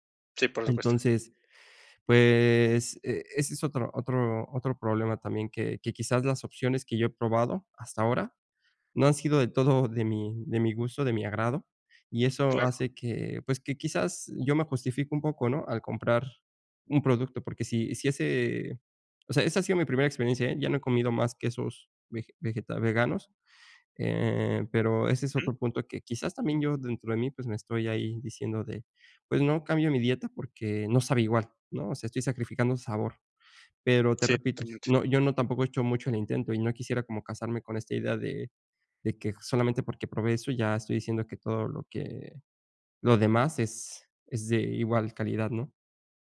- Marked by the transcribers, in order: chuckle; other background noise
- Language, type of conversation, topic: Spanish, advice, ¿Cómo puedo mantener coherencia entre mis acciones y mis creencias?